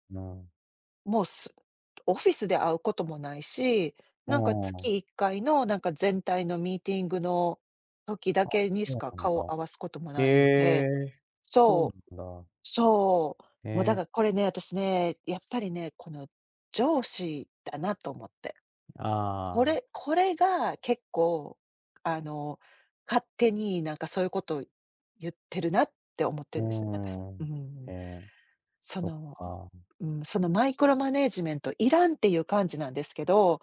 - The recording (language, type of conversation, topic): Japanese, advice, リモート勤務や柔軟な働き方について会社とどのように調整すればよいですか？
- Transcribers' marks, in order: tapping